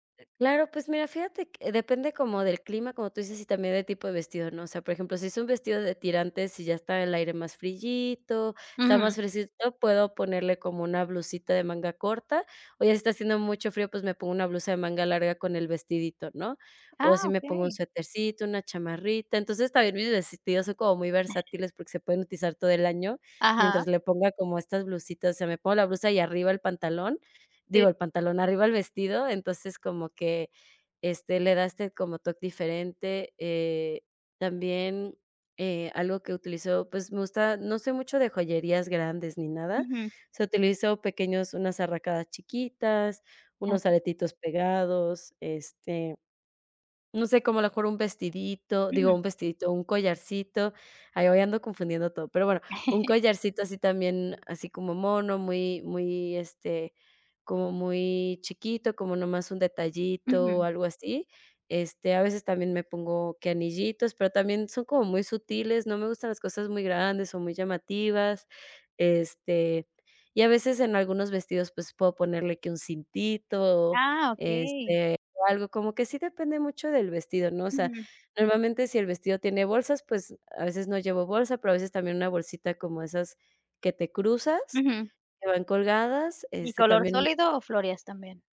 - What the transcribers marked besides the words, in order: "friito" said as "frillito"; "fresquecito" said as "fricito"; other noise; chuckle
- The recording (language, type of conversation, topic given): Spanish, podcast, ¿Cómo describirías tu estilo personal?